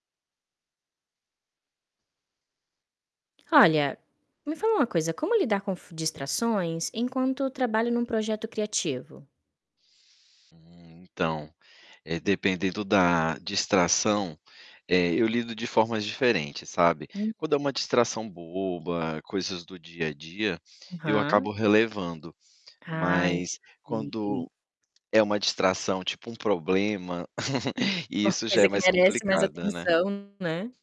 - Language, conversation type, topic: Portuguese, podcast, Como lidar com distrações enquanto trabalha em um projeto criativo?
- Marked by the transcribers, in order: static; distorted speech; chuckle